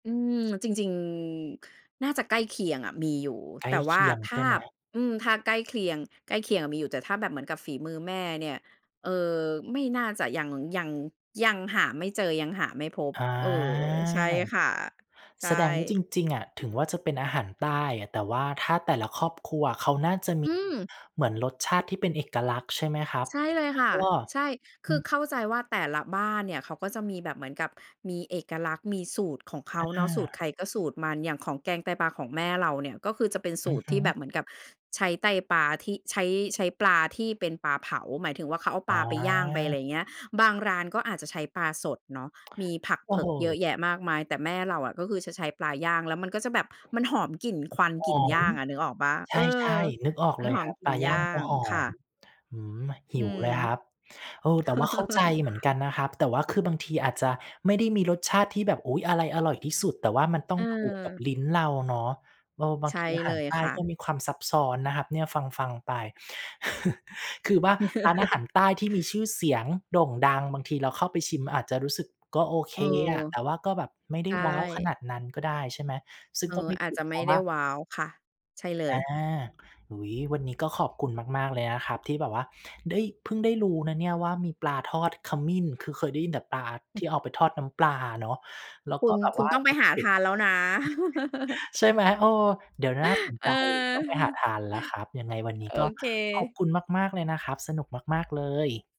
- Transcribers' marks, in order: drawn out: "จริง"; drawn out: "อา"; chuckle; chuckle; unintelligible speech; chuckle; chuckle
- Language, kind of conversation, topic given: Thai, podcast, อาหารจานไหนที่ทำให้คุณคิดถึงบ้านมากที่สุด?